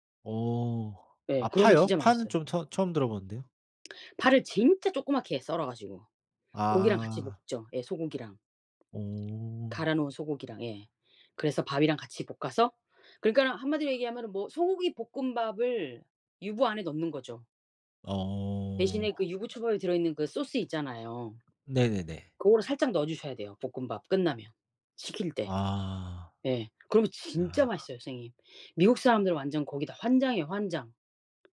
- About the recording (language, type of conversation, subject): Korean, unstructured, 간단하게 만들 수 있는 음식 추천해 주실 수 있나요?
- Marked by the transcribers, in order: other background noise; tapping